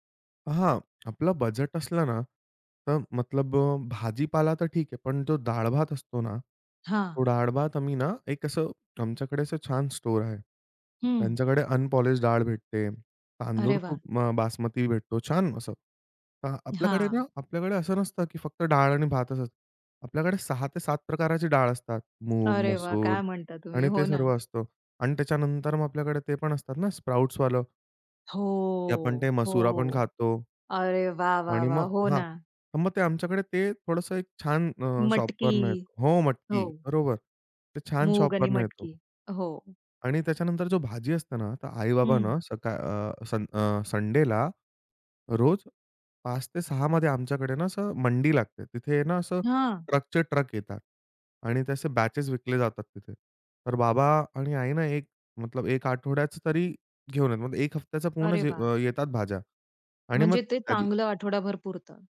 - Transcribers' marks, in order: tapping; in English: "अनपॉलिश्ड"; in English: "स्प्राउट्सवालं"; "मसुर" said as "मसुरा"; in English: "शॉपवरनं"; in English: "शॉपवरनं"; other background noise; in English: "बॅचेस"
- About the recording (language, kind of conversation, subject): Marathi, podcast, बजेटच्या मर्यादेत स्वादिष्ट जेवण कसे बनवता?